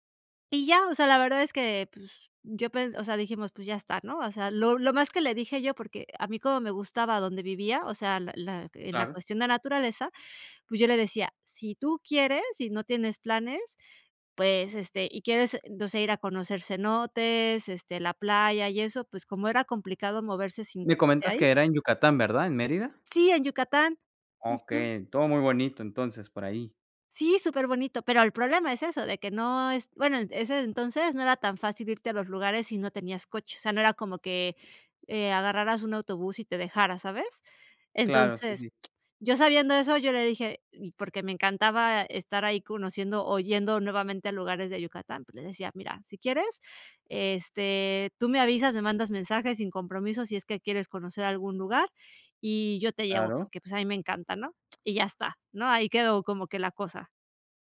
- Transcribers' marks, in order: none
- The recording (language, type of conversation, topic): Spanish, podcast, ¿Has conocido a alguien por casualidad que haya cambiado tu vida?